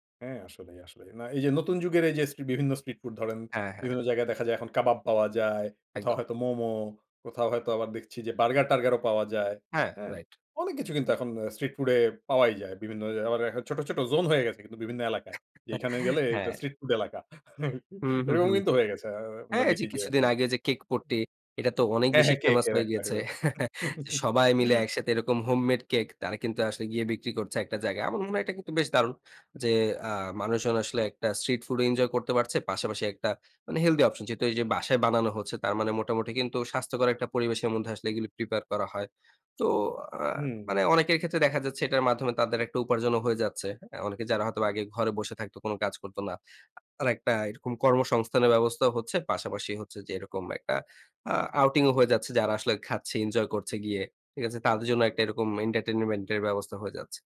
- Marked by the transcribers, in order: tapping; chuckle; chuckle; chuckle; chuckle
- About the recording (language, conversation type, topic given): Bengali, podcast, রাস্তার কোনো খাবারের স্মৃতি কি আজও মনে আছে?